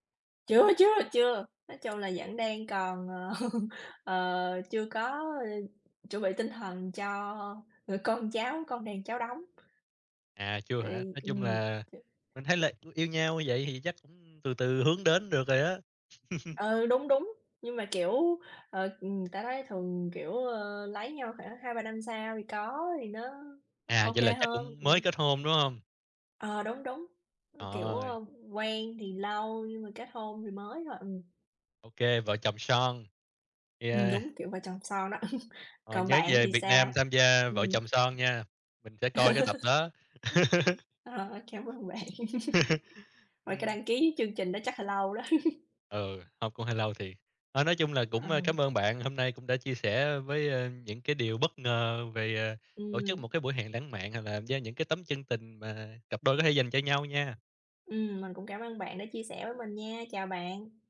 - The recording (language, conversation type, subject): Vietnamese, unstructured, Bạn cảm thấy thế nào khi người yêu bất ngờ tổ chức một buổi hẹn hò lãng mạn?
- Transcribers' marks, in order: other background noise; chuckle; other noise; tapping; chuckle; chuckle; laugh; chuckle; chuckle